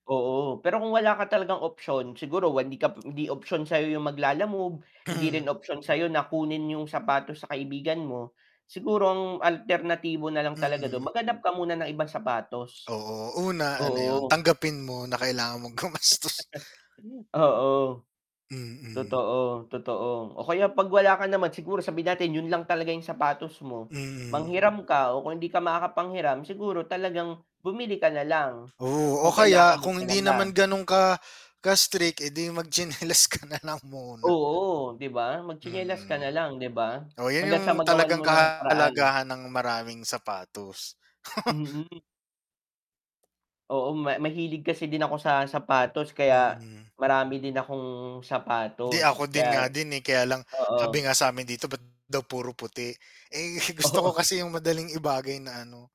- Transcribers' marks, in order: other background noise; laugh; static; distorted speech; laugh; tapping
- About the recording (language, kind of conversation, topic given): Filipino, unstructured, Ano ang gagawin mo kung hindi mo makita ang iyong sapatos sa umaga?